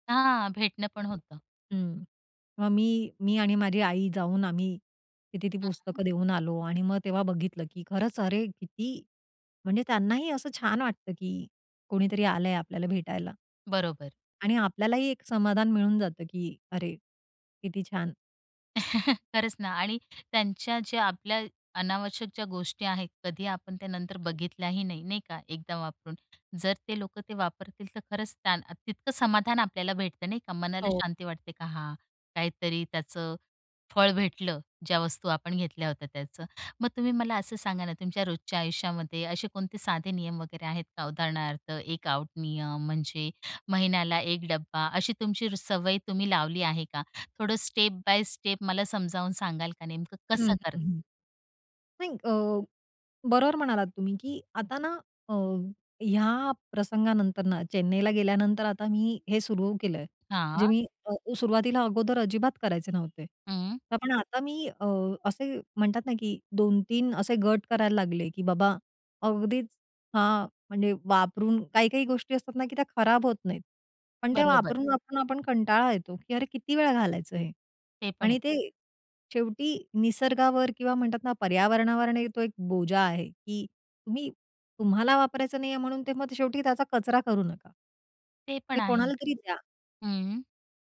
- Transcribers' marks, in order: drawn out: "हां"; unintelligible speech; chuckle; other noise; tapping; other background noise; in English: "आउट"; in English: "स्टेप बाय स्टेप"; chuckle; drawn out: "हां"
- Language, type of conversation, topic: Marathi, podcast, अनावश्यक वस्तू कमी करण्यासाठी तुमचा उपाय काय आहे?